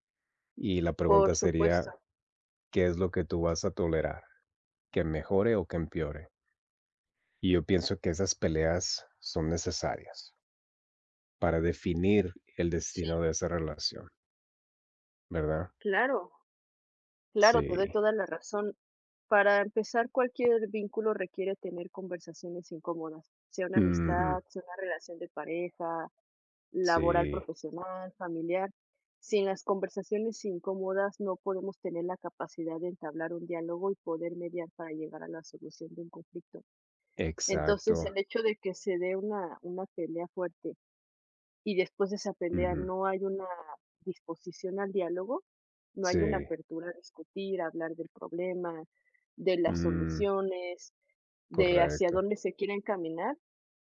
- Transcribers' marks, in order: other background noise
- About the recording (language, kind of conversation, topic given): Spanish, unstructured, ¿Has perdido una amistad por una pelea y por qué?